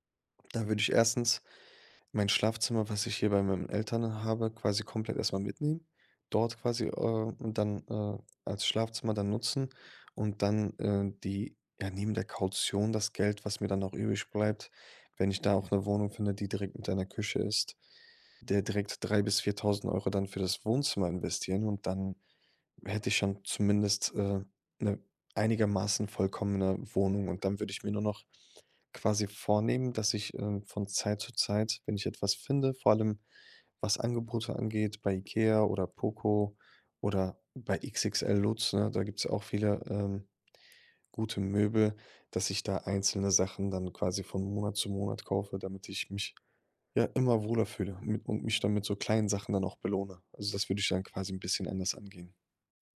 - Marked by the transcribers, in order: none
- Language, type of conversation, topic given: German, podcast, Wie war dein erster großer Umzug, als du zum ersten Mal allein umgezogen bist?